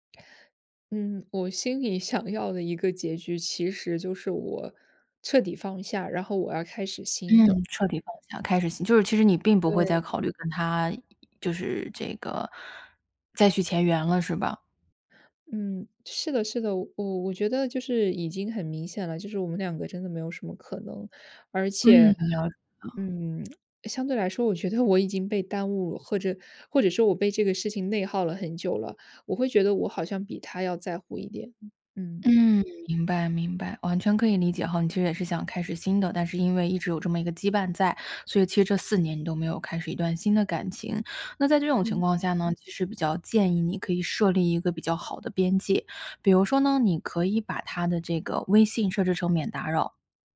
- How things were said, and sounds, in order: laughing while speaking: "想要的一个"; other noise; other background noise; lip smack; tapping
- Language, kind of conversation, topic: Chinese, advice, 我对前任还存在情感上的纠葛，该怎么办？